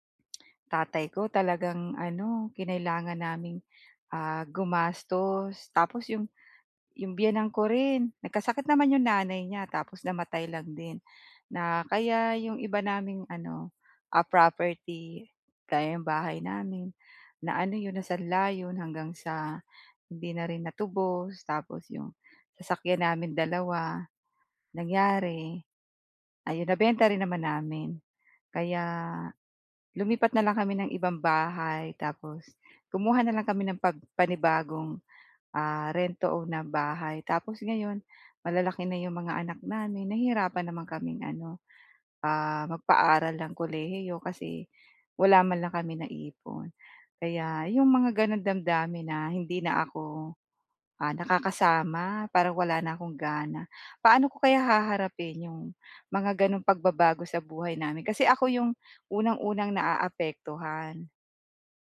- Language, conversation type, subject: Filipino, advice, Paano ko haharapin ang damdamin ko kapag nagbago ang aking katayuan?
- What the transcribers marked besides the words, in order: tapping